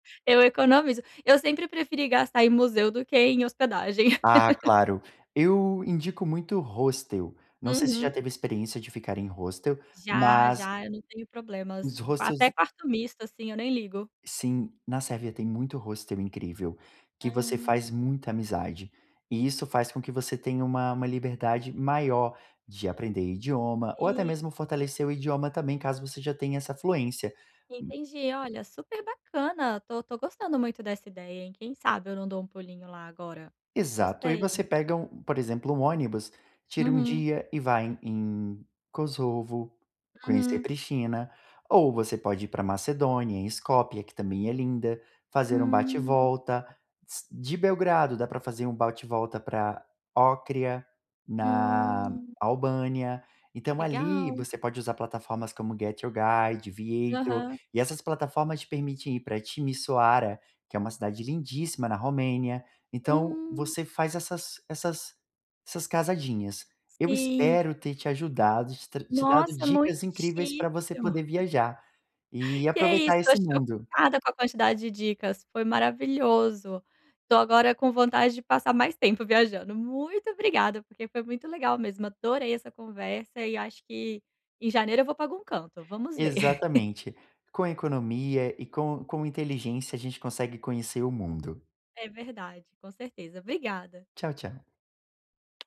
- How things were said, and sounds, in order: laugh; in English: "hostel"; in English: "hostel"; tapping; in English: "hostels"; in English: "hostel"; unintelligible speech; "Ócrida" said as "Ócria"; chuckle; laugh
- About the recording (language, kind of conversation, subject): Portuguese, advice, Como planejar uma viagem divertida com pouco dinheiro sem estourar o orçamento?